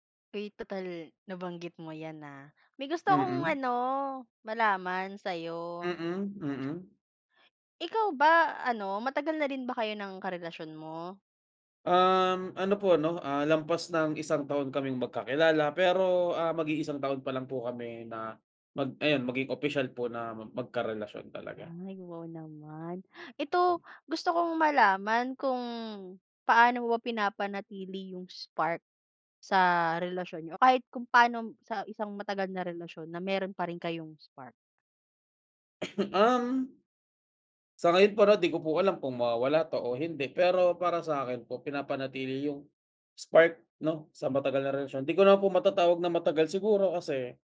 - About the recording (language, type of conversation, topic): Filipino, unstructured, Paano mo pinananatili ang kilig sa isang matagal nang relasyon?
- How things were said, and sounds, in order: cough